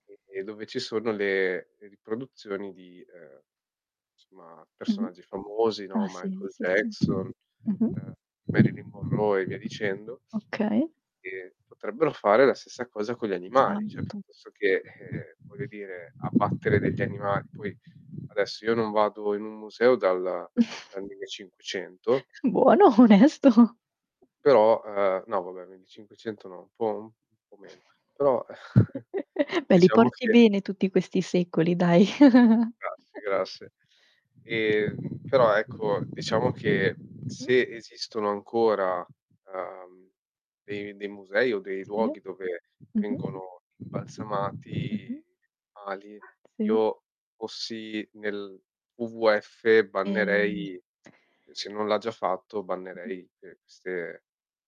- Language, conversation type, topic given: Italian, unstructured, Qual è la tua opinione sulle pellicce realizzate con animali?
- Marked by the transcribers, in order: static; other background noise; unintelligible speech; chuckle; laughing while speaking: "Buono, onesto"; chuckle; distorted speech; chuckle; tapping; dog barking; drawn out: "Ehm"